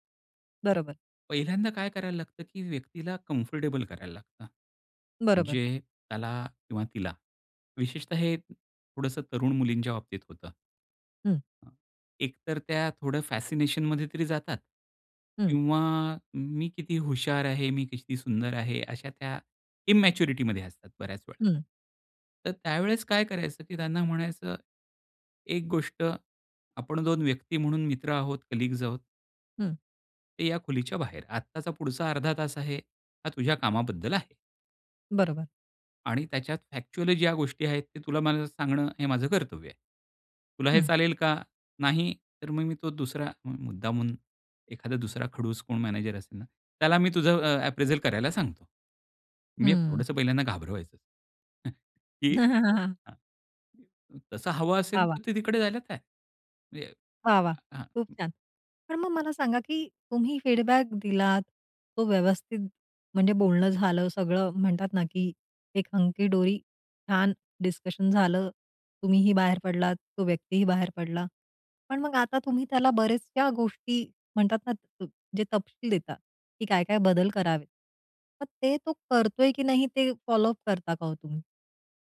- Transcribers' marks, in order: other background noise; in English: "कम्फर्टेबल"; in English: "फॅसिनेशन"; in English: "इन्मॅच्युरिटी"; in English: "कलीग्स"; in English: "फॅक्च्युअल"; in English: "अप्रेजल"; chuckle; other noise; in English: "फीडबॅक"; tapping
- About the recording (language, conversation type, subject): Marathi, podcast, फीडबॅक देताना तुमची मांडणी कशी असते?